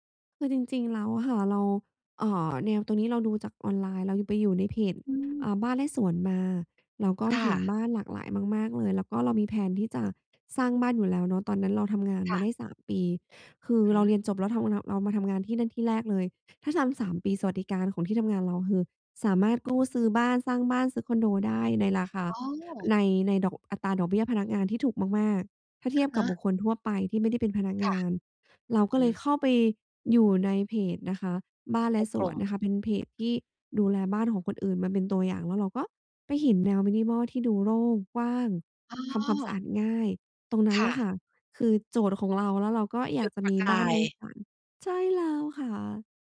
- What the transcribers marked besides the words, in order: in English: "แพลน"; in English: "minimal"; joyful: "ใช่แล้วค่ะ"
- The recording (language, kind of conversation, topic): Thai, podcast, การแต่งบ้านสไตล์มินิมอลช่วยให้ชีวิตประจำวันของคุณดีขึ้นอย่างไรบ้าง?